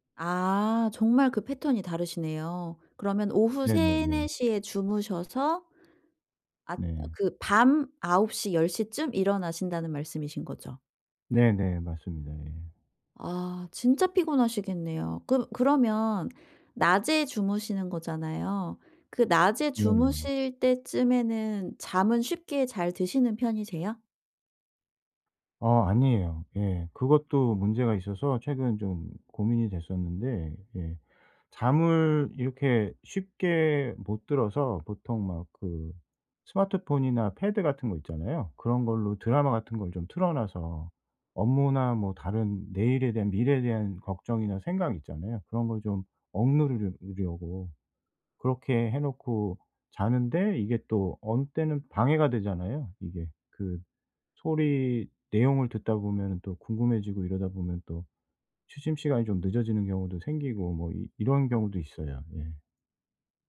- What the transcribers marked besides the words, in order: other background noise
- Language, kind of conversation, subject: Korean, advice, 일상에서 더 자주 쉴 시간을 어떻게 만들 수 있을까요?